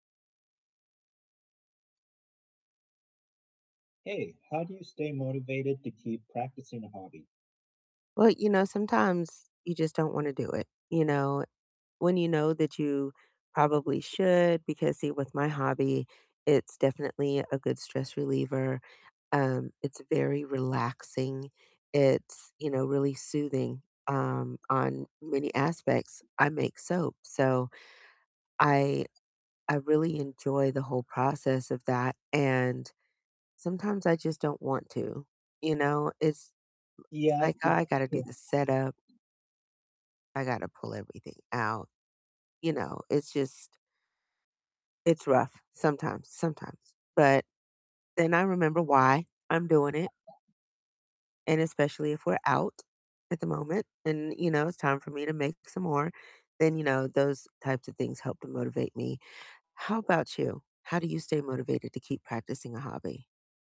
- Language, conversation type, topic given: English, unstructured, How do you stay motivated to keep practicing a hobby?
- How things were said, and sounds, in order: other background noise; distorted speech; background speech